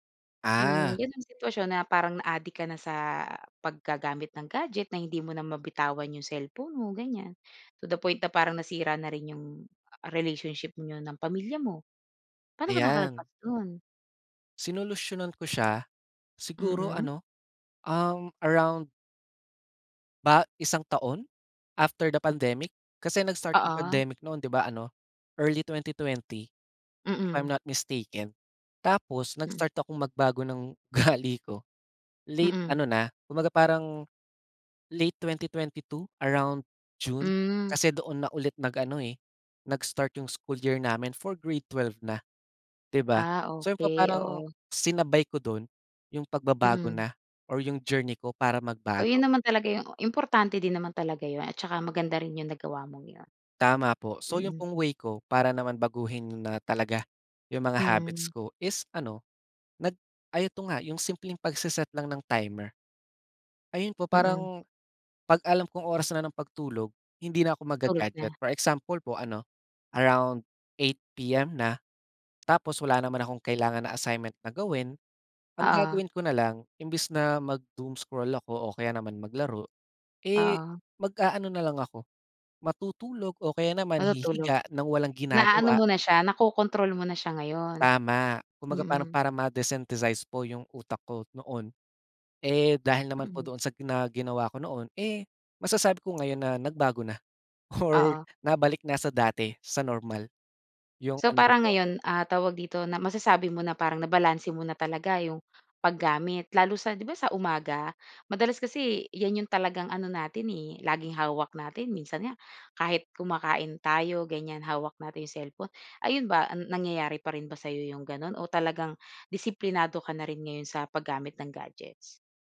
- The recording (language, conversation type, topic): Filipino, podcast, Paano mo binabalanse ang oras mo sa paggamit ng mga screen at ang pahinga?
- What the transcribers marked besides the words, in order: other background noise; tapping; laughing while speaking: "ugali"; in English: "ma-desynthesis"; laughing while speaking: "or"